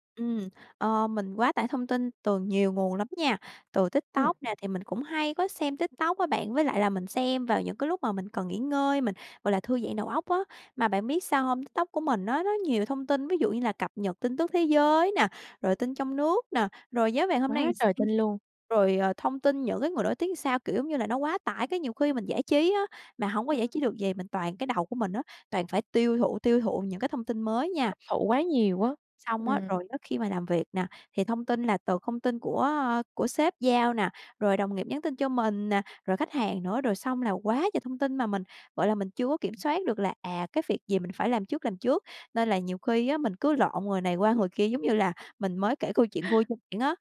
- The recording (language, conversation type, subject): Vietnamese, podcast, Bạn đối phó với quá tải thông tin ra sao?
- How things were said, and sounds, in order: "làm" said as "ừn"